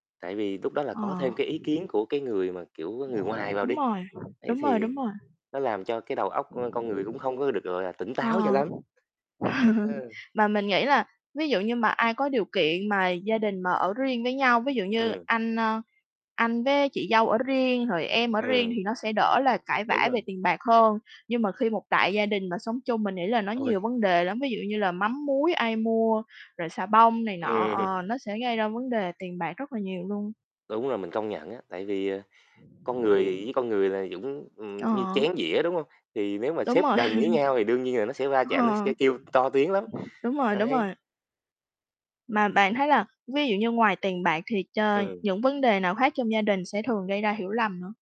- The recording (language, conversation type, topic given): Vietnamese, unstructured, Gia đình bạn có thường xuyên tranh cãi về tiền bạc không?
- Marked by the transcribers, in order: distorted speech; chuckle; tapping; laughing while speaking: "Ừm"; chuckle; laughing while speaking: "Ờ"; other background noise